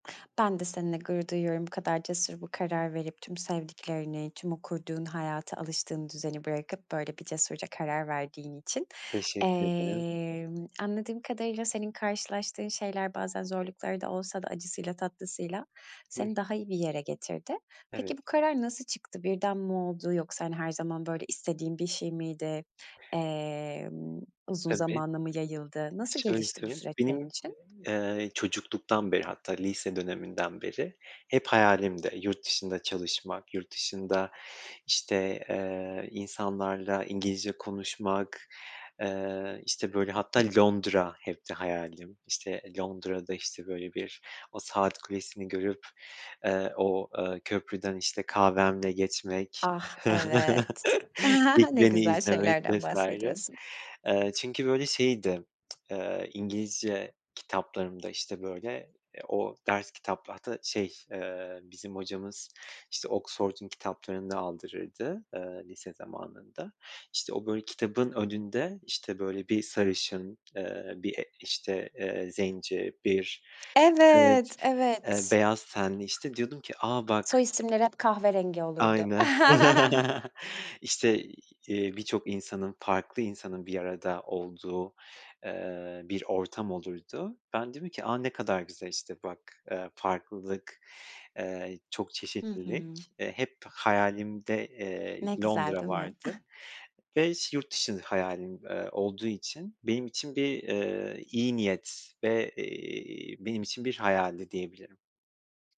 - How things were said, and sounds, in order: other background noise; chuckle; lip smack; chuckle; chuckle
- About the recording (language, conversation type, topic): Turkish, podcast, Taşınmak senin için hayatını nasıl değiştirdi, deneyimini paylaşır mısın?